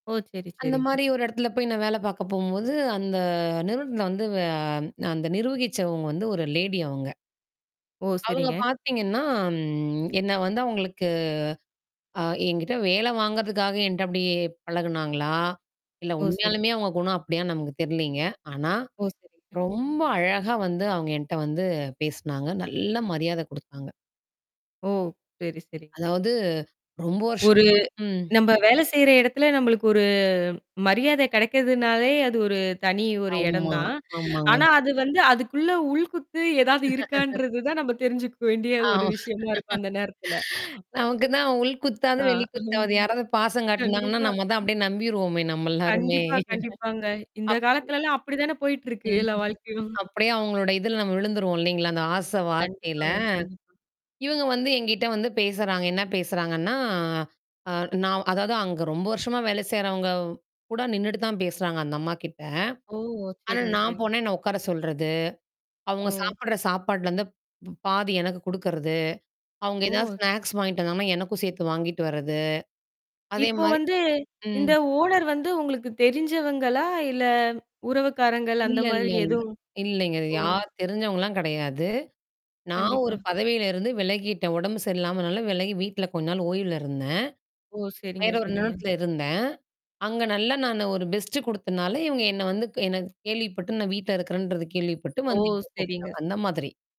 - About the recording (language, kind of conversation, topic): Tamil, podcast, உண்மையைச் சொன்ன பிறகு நீங்கள் எப்போதாவது வருந்தியுள்ளீர்களா?
- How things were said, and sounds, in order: tapping; other background noise; drawn out: "அந்த"; drawn out: "பார்த்தீங்கன்னா"; drawn out: "அவங்களுக்கு"; static; distorted speech; drawn out: "ஒரு"; laughing while speaking: "உள் குத்து ஏதாவது இருக்கான்றது தான் … இருக்கும் அந்த நேரத்துல"; laugh; laughing while speaking: "ஆ. நமக்கு தான் உள் குத்தாது … நம்பிருவோமே, நம்ம எல்லாருமே!"; chuckle; other noise; chuckle; drawn out: "பேசுறாங்கன்னா"; in English: "ஸ்நாக்ஸ்"; in English: "பெஸ்ட்டு"; drawn out: "வந்து இவங்க"